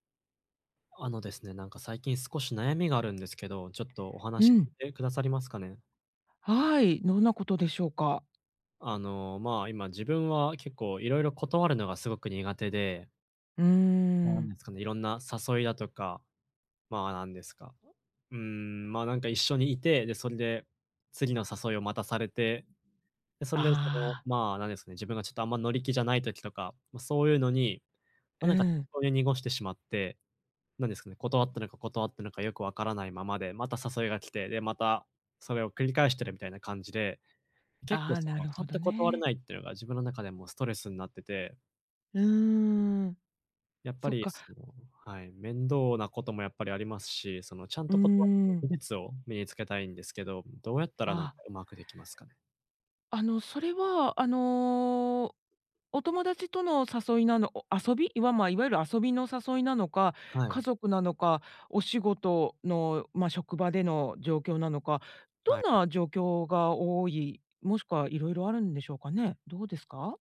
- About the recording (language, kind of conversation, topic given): Japanese, advice, 優しく、はっきり断るにはどうすればいいですか？
- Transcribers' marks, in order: none